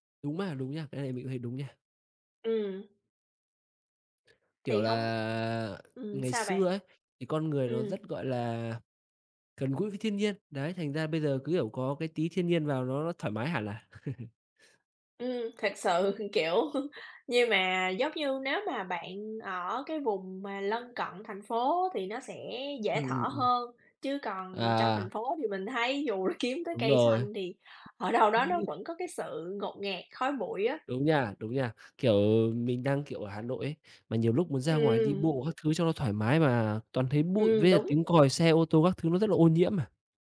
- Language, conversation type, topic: Vietnamese, unstructured, Thiên nhiên đã giúp bạn thư giãn trong cuộc sống như thế nào?
- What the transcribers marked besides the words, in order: other background noise; chuckle; laughing while speaking: "thực sự, kiểu"; tapping; laughing while speaking: "là"; laughing while speaking: "ở đâu đó"; unintelligible speech